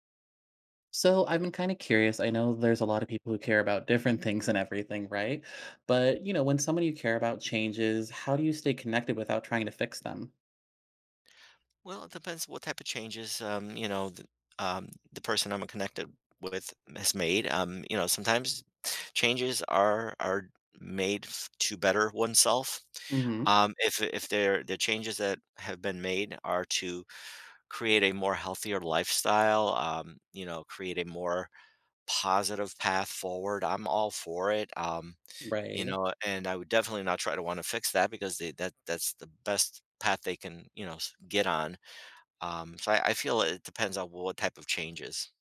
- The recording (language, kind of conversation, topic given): English, unstructured, How can I stay connected when someone I care about changes?
- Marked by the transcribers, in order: none